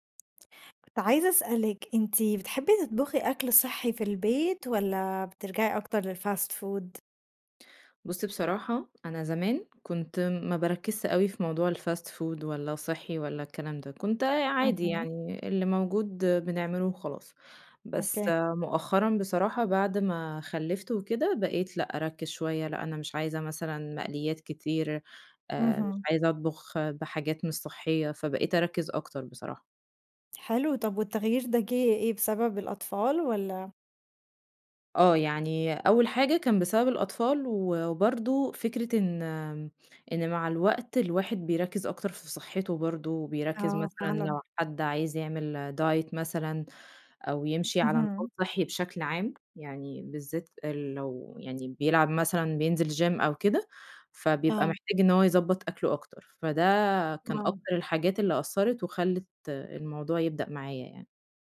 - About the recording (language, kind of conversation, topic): Arabic, podcast, إزاي تجهّز أكل صحي بسرعة في البيت؟
- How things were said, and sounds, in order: tapping; in English: "للFast food؟"; in English: "الFast food"; in English: "Diet"; in English: "Gym"; other background noise